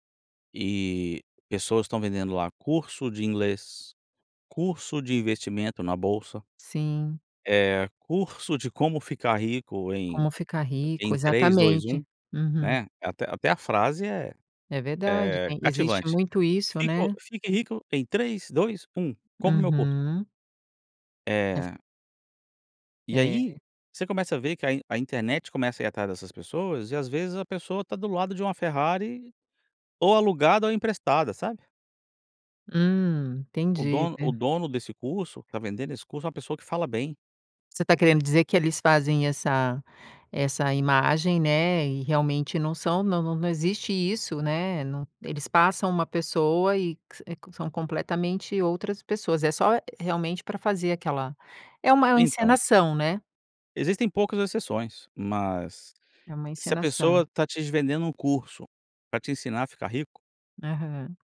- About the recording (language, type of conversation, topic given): Portuguese, podcast, O que faz um conteúdo ser confiável hoje?
- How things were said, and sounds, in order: none